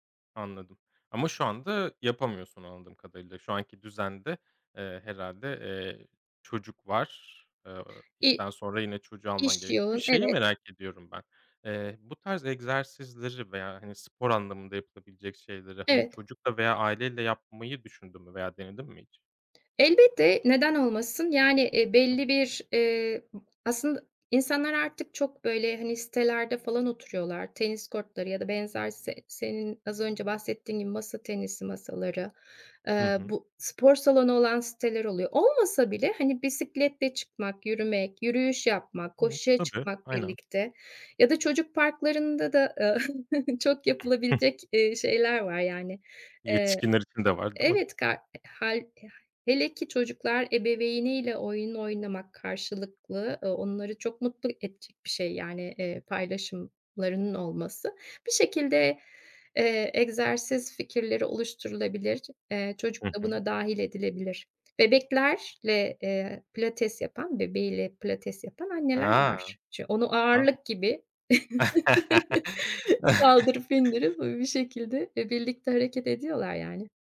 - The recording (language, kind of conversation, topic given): Turkish, podcast, Egzersizi günlük rutine dahil etmenin kolay yolları nelerdir?
- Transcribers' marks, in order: other background noise; unintelligible speech; chuckle; chuckle